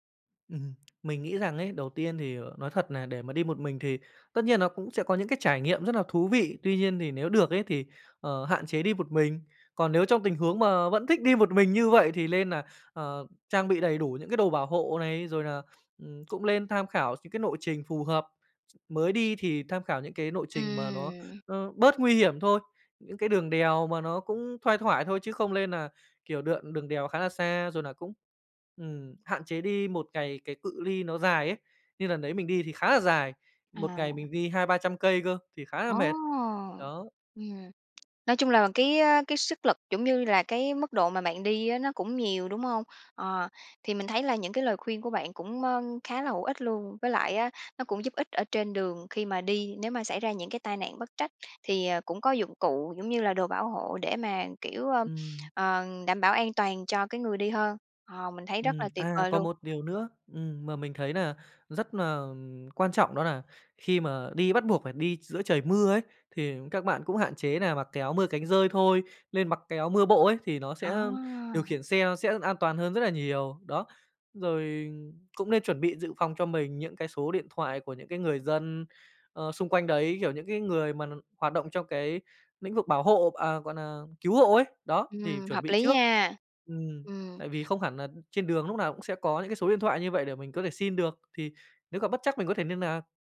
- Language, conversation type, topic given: Vietnamese, podcast, Bạn đã từng suýt gặp tai nạn nhưng may mắn thoát nạn chưa?
- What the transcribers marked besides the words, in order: other background noise; "lộ" said as "nộ"; "đường-" said as "đượn"; tapping